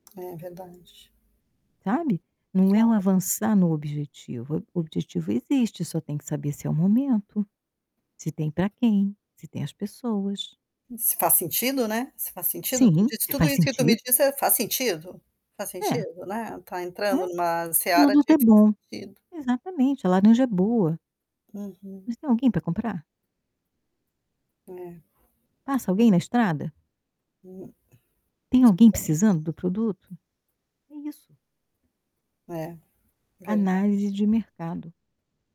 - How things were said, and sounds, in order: static; distorted speech; other background noise
- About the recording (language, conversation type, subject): Portuguese, advice, Como o medo de fracassar está paralisando seu avanço em direção ao seu objetivo?